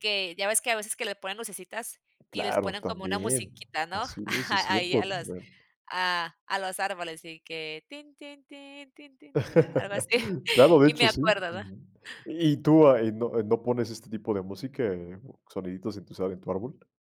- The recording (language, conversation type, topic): Spanish, podcast, ¿Qué sonidos asocias con cada estación que has vivido?
- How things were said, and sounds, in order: tapping; chuckle; humming a tune; laugh; chuckle